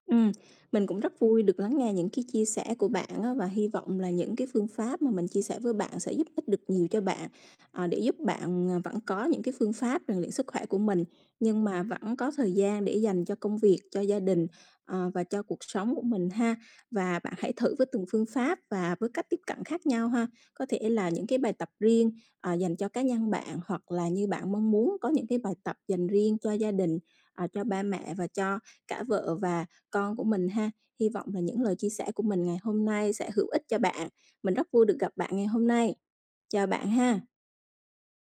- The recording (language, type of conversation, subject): Vietnamese, advice, Làm sao để sắp xếp thời gian tập luyện khi bận công việc và gia đình?
- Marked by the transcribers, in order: other background noise; tapping